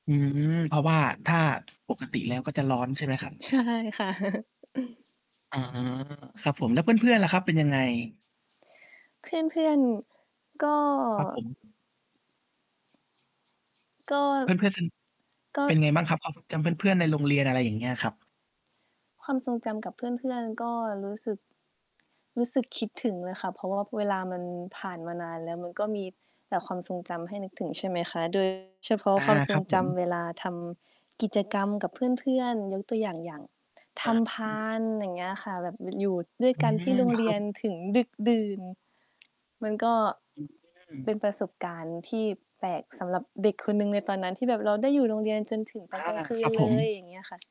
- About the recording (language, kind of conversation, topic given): Thai, unstructured, สถานที่ไหนที่คุณคิดว่าเป็นความทรงจำที่ดี?
- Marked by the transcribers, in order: static; tapping; other background noise; chuckle; other noise; distorted speech; unintelligible speech